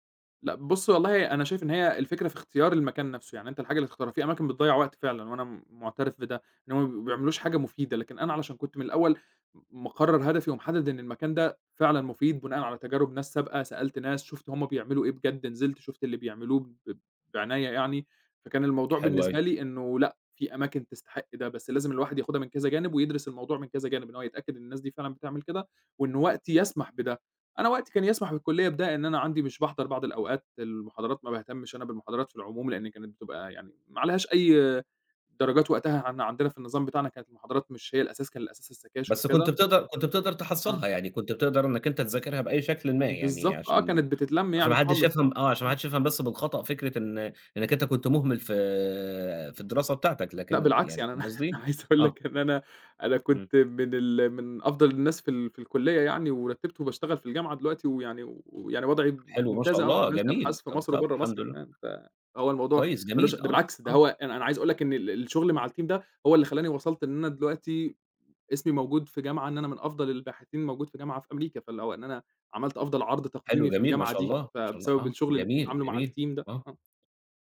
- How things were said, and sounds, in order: tapping; in English: "السكاشن"; chuckle; laughing while speaking: "أنا عايز"; other background noise; in English: "الteam"; in English: "الteam"
- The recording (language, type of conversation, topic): Arabic, podcast, إيه دور أصحابك وعيلتك في دعم إبداعك؟